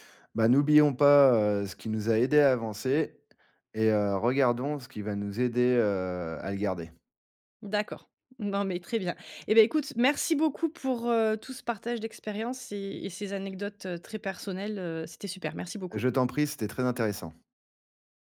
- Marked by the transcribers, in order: none
- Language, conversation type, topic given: French, podcast, Comment conciliez-vous les traditions et la liberté individuelle chez vous ?